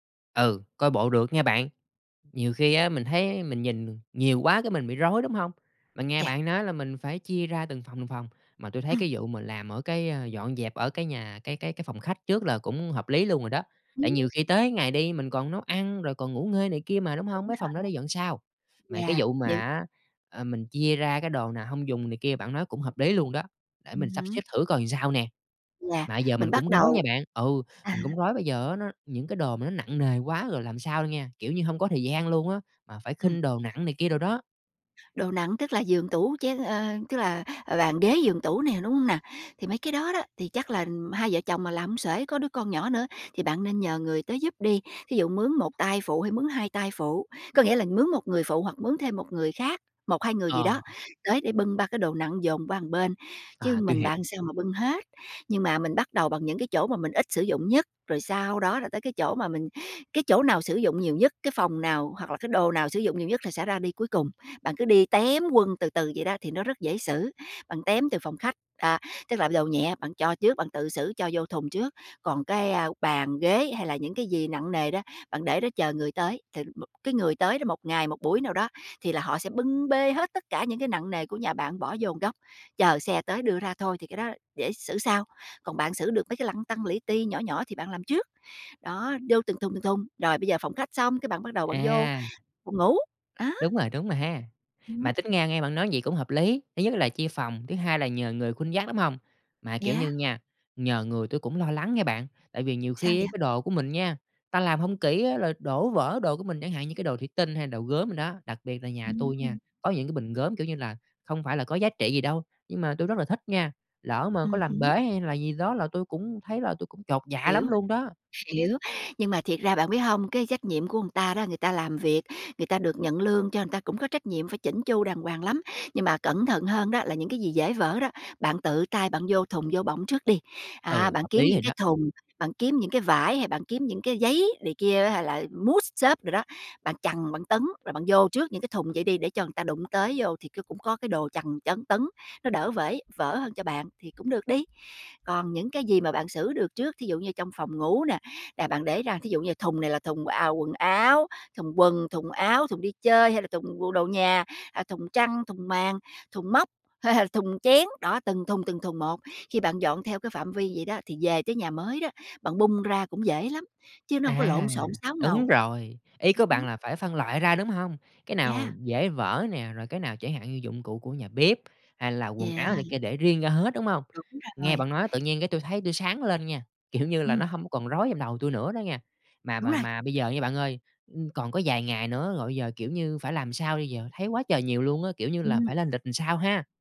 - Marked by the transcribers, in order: other background noise; tapping; "một" said as "ờn"; "một" said as "ờn"; "người" said as "ừn"; "người" said as "ừn"; "người" said as "ừn"; laughing while speaking: "hay là"; laughing while speaking: "kiểu"; "làm" said as "ừn"
- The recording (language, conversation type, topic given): Vietnamese, advice, Làm sao để giảm căng thẳng khi sắp chuyển nhà mà không biết bắt đầu từ đâu?